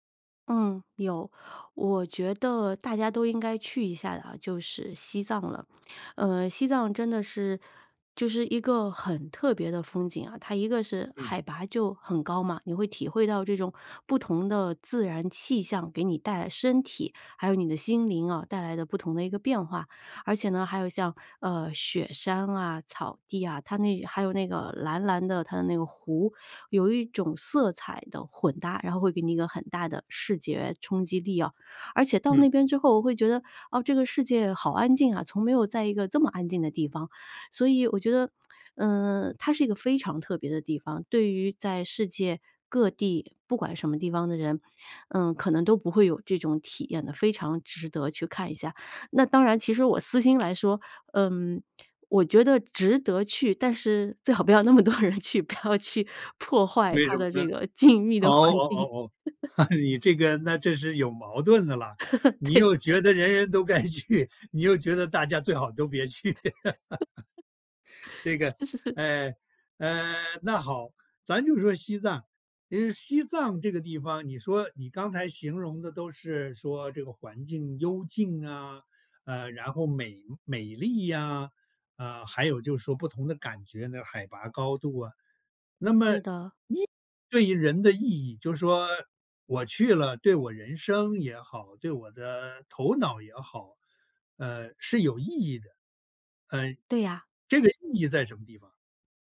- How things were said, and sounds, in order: laughing while speaking: "那么多人去，不要去破坏它的这个静谧的环境"; laugh; laugh; laughing while speaking: "该去"; laugh; laughing while speaking: "就是"; laughing while speaking: "去"; laugh
- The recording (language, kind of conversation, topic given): Chinese, podcast, 你觉得有哪些很有意义的地方是每个人都应该去一次的？